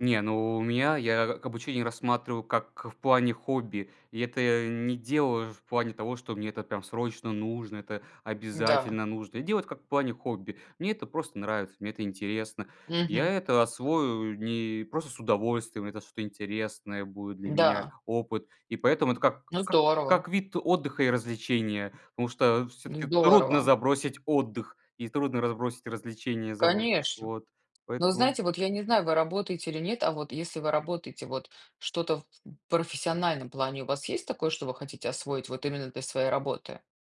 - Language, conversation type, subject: Russian, unstructured, Какое умение ты хотел бы освоить в этом году?
- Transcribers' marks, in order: other background noise; tapping; unintelligible speech